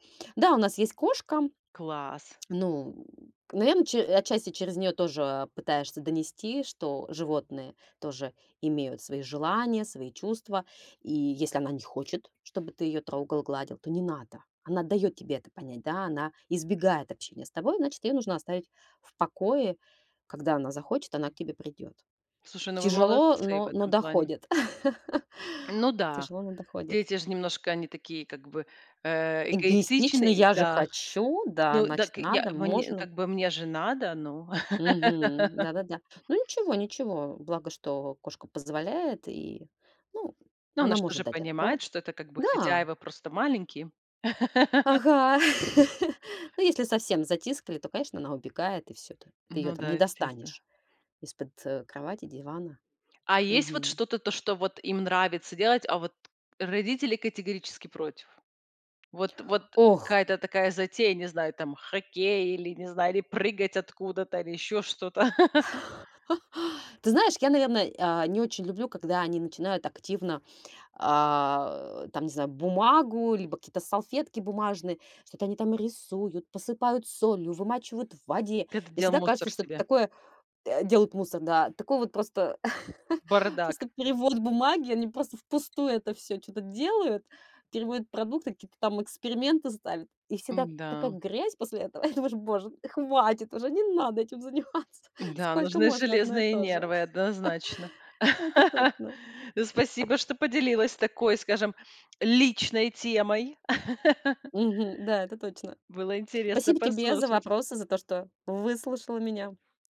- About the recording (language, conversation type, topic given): Russian, podcast, Как научить детей жить проще и бережнее относиться к природе?
- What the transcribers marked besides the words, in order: other background noise; chuckle; tapping; laugh; laugh; chuckle; unintelligible speech; chuckle; chuckle; chuckle; laughing while speaking: "Боже, хватит уже, не надо … и то же"; laugh; stressed: "личной"; laugh